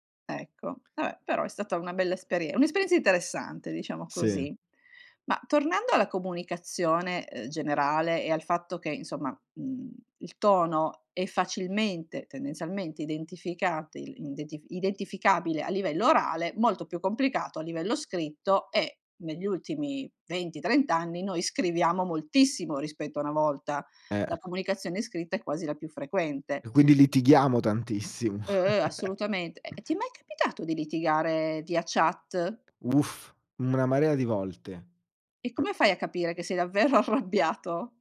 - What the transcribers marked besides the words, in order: chuckle; laughing while speaking: "davvero"
- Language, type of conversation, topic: Italian, podcast, Quanto conta il tono rispetto alle parole?